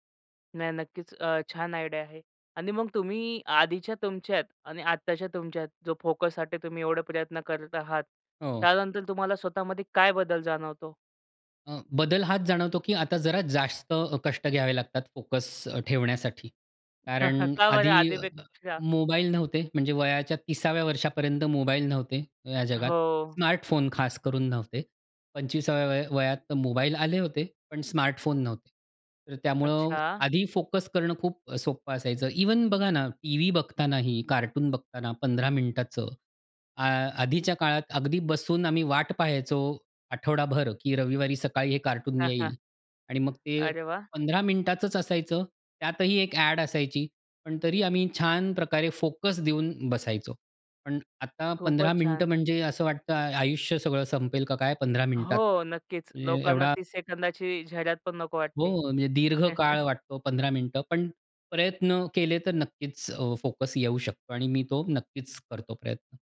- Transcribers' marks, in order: in English: "आयडिया"; chuckle; other noise; in English: "इव्हन"; chuckle; other background noise; chuckle
- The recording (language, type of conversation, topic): Marathi, podcast, फोकस टिकवण्यासाठी तुमच्याकडे काही साध्या युक्त्या आहेत का?